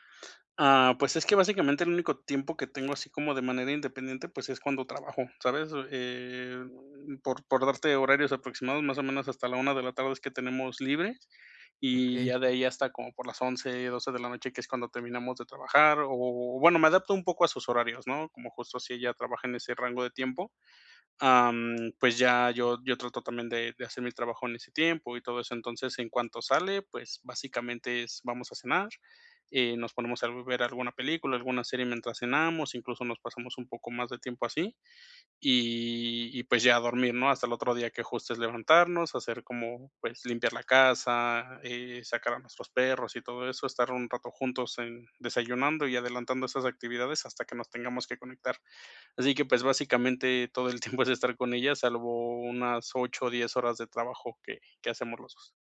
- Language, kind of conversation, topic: Spanish, advice, ¿Cómo puedo equilibrar mi independencia con la cercanía en una relación?
- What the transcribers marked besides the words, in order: other background noise; laughing while speaking: "tiempo"